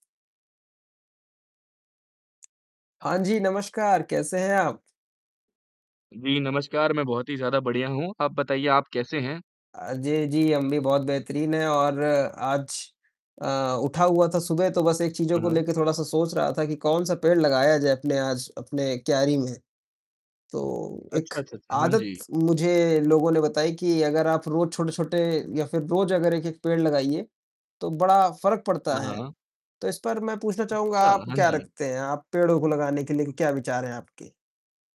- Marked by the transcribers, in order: tapping; distorted speech; static
- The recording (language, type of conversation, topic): Hindi, unstructured, आपको क्या लगता है कि हर दिन एक पेड़ लगाने से क्या फर्क पड़ेगा?